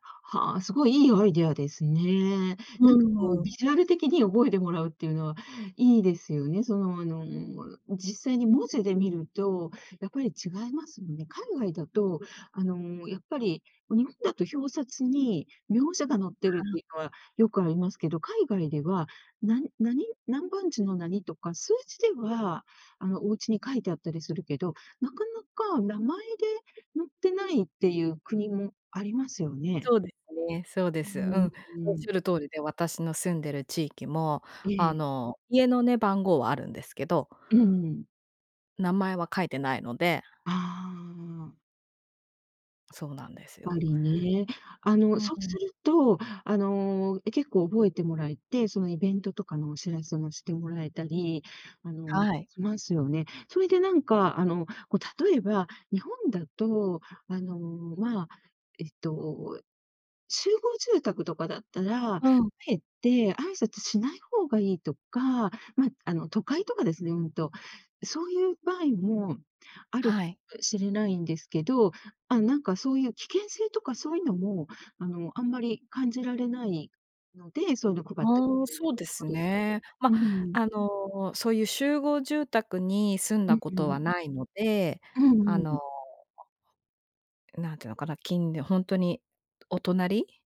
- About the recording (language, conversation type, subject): Japanese, podcast, 新しい地域で人とつながるには、どうすればいいですか？
- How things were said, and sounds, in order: other background noise